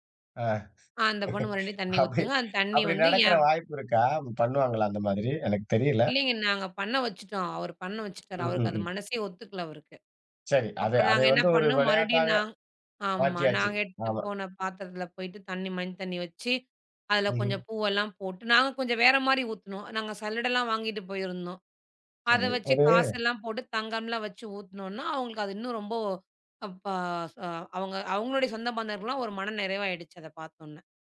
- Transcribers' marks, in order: other background noise; laughing while speaking: "அப்படி அப்படி"
- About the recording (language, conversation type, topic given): Tamil, podcast, தீவிரமான மோதலுக்குப் பிறகு உரையாடலை மீண்டும் தொடங்க நீங்கள் எந்த வார்த்தைகளைப் பயன்படுத்துவீர்கள்?